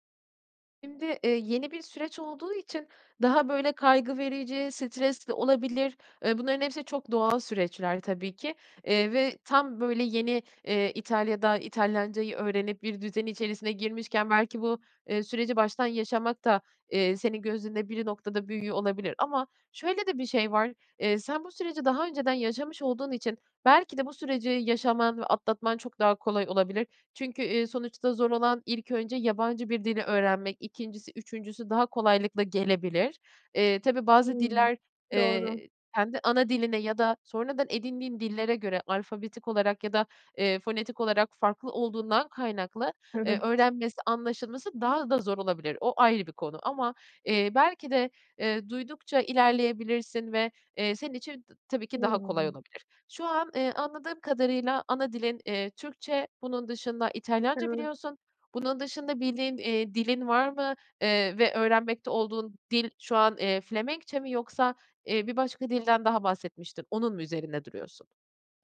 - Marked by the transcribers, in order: other background noise; other noise; tapping
- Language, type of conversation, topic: Turkish, advice, Yeni bir ülkede dil engelini aşarak nasıl arkadaş edinip sosyal bağlantılar kurabilirim?